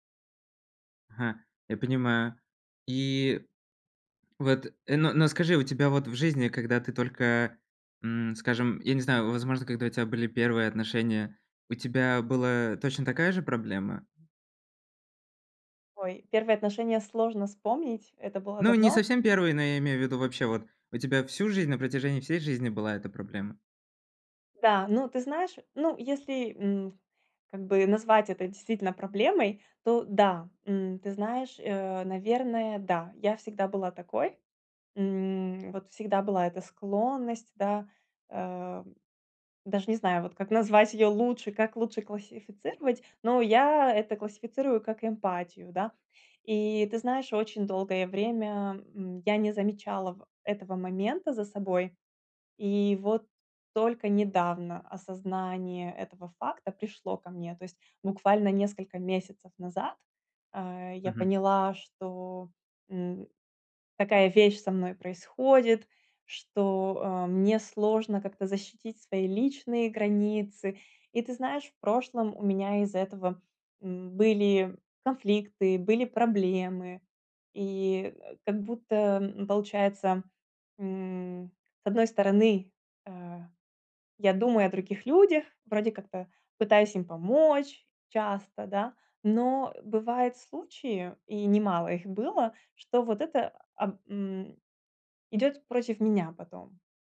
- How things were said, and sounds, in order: none
- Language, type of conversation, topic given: Russian, advice, Как мне повысить самооценку и укрепить личные границы?